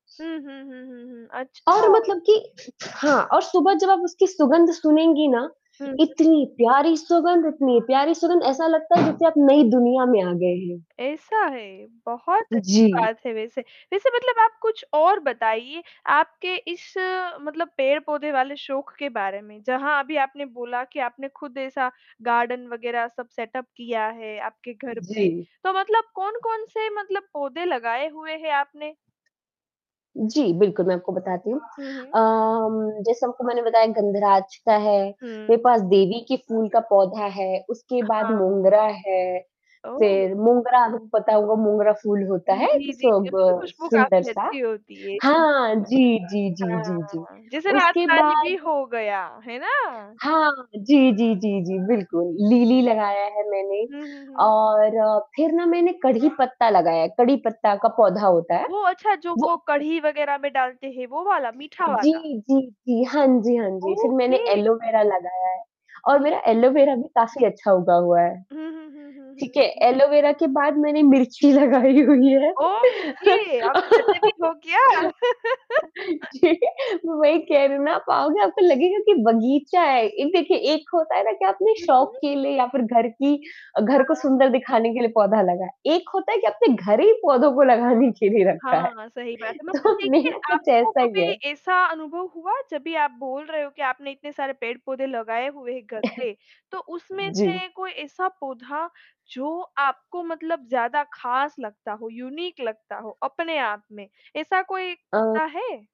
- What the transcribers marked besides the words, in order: static; tapping; distorted speech; other background noise; in English: "गार्डन"; in English: "सेटअप"; in English: "ओके"; laughing while speaking: "लगाई हुई है। जी"; in English: "ओके"; laugh; chuckle; laughing while speaking: "तो"; chuckle; in English: "यूनिक"
- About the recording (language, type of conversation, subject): Hindi, podcast, किसी पेड़ को लगाने का आपका अनुभव कैसा रहा?